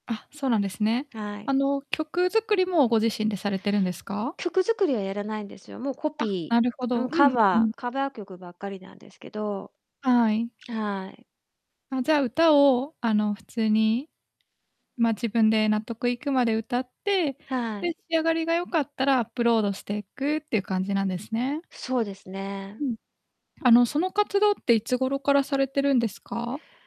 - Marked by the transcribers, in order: static
- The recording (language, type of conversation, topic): Japanese, advice, 完璧主義のせいで製品を公開できず、いら立ってしまうのはなぜですか？